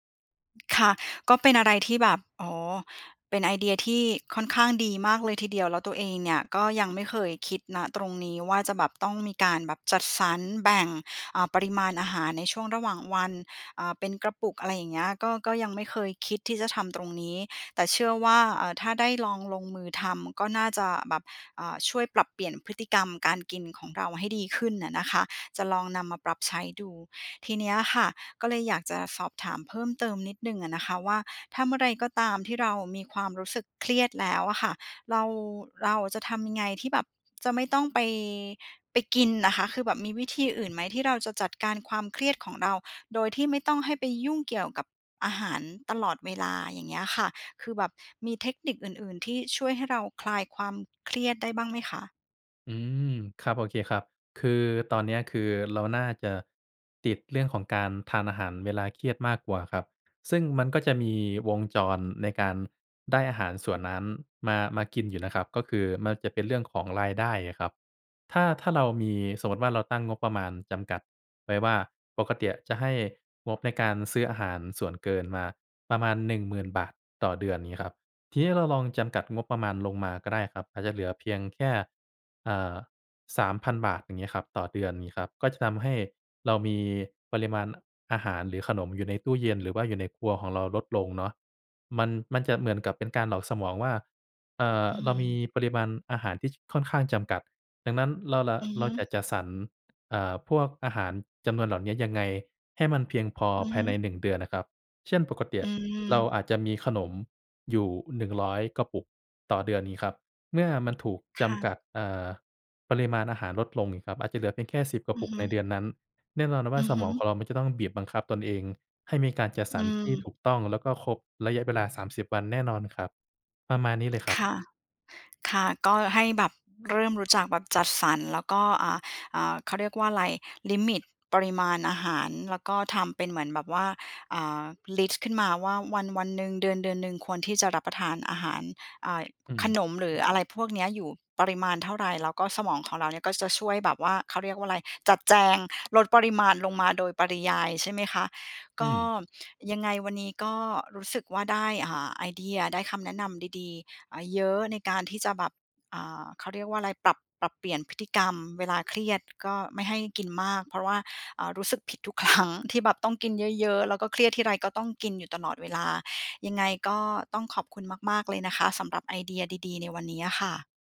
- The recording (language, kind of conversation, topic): Thai, advice, ทำไมฉันถึงกินมากเวลาเครียดแล้วรู้สึกผิด และควรจัดการอย่างไร?
- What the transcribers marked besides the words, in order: tapping; laughing while speaking: "ครั้ง"